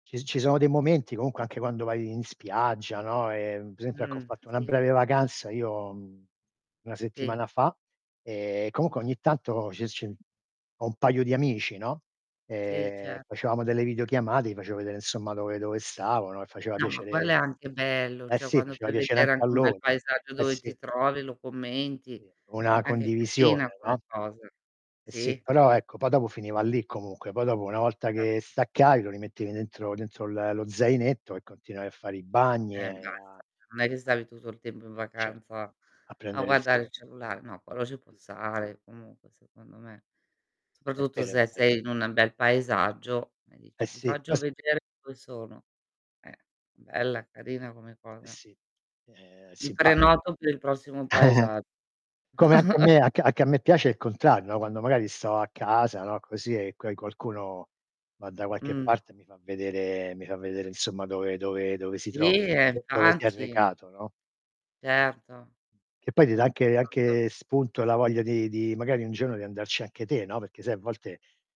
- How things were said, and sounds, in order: tapping; "per" said as "pre"; static; other background noise; distorted speech; chuckle; "infatti" said as "'nfati"; unintelligible speech
- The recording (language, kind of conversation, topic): Italian, unstructured, In che modo il tempo trascorso offline può migliorare le nostre relazioni?